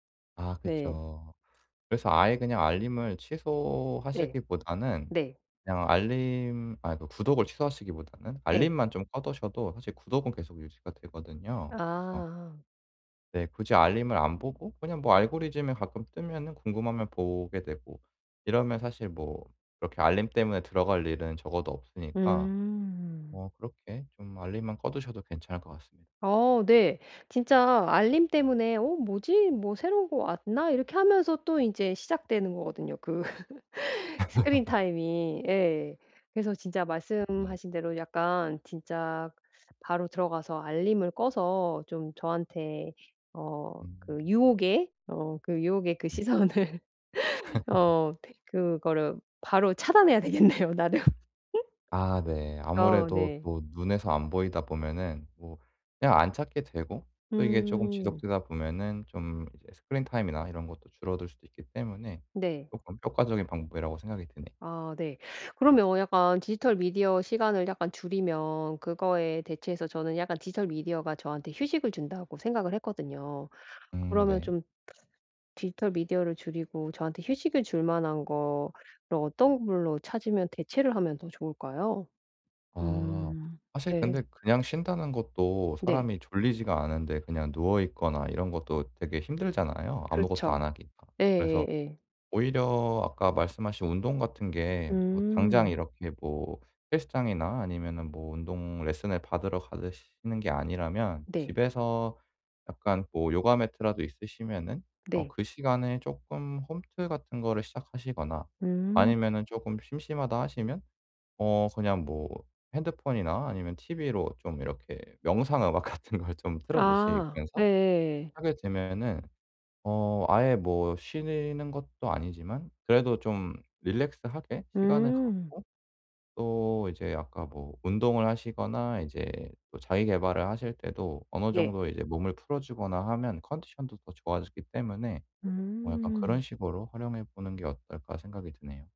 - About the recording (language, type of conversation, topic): Korean, advice, 디지털 미디어 때문에 집에서 쉴 시간이 줄었는데, 어떻게 하면 여유를 되찾을 수 있을까요?
- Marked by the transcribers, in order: other background noise; laugh; laugh; laughing while speaking: "시선을"; laughing while speaking: "되겠네요 나름"; tapping; laugh; teeth sucking; laughing while speaking: "명상 음악 같은 걸"; in English: "릴렉스"